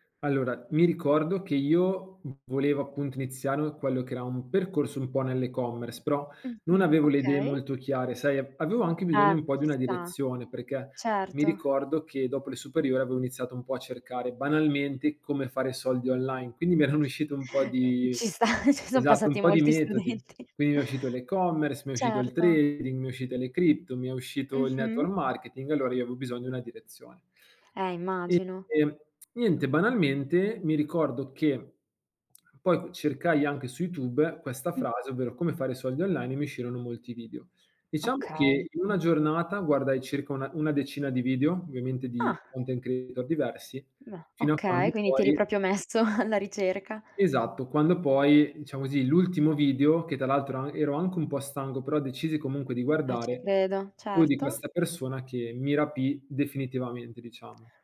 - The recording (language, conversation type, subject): Italian, podcast, Quando secondo te è il caso di cercare un mentore?
- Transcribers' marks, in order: chuckle; laughing while speaking: "Mh, ci sta"; laughing while speaking: "studenti"; "avevo" said as "aveo"; tsk; unintelligible speech; in English: "content creator"; "proprio" said as "propio"; laughing while speaking: "messo"; "stanco" said as "stango"